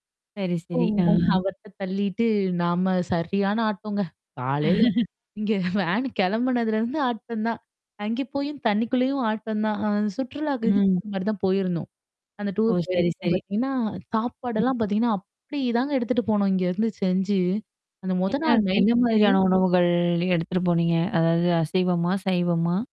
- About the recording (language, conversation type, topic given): Tamil, podcast, ஒரு உள்ளூர் குடும்பத்துடன் சேர்ந்து விருந்துணர்ந்த அனுபவம் உங்களுக்கு எப்படி இருந்தது?
- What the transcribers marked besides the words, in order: static; other noise; other background noise; distorted speech; laughing while speaking: "வேன் கிளம்புனதுலருந்து ஆட்டம் தான்"; chuckle; in English: "டூர்"; mechanical hum; drawn out: "உணவுகள்"; tapping